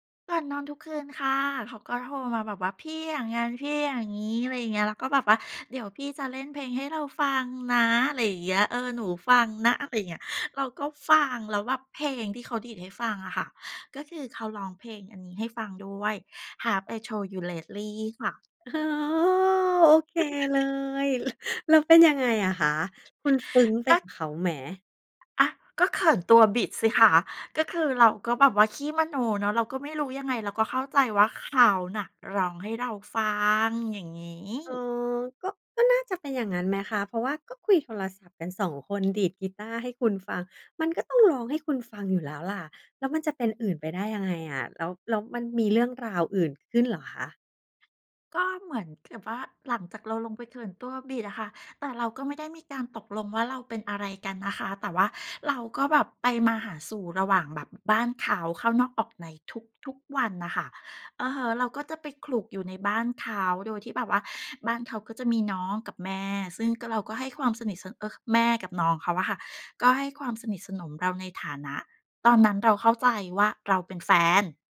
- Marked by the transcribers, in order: chuckle; unintelligible speech; stressed: "แฟน"
- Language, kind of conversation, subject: Thai, podcast, เพลงไหนพาให้คิดถึงความรักครั้งแรกบ้าง?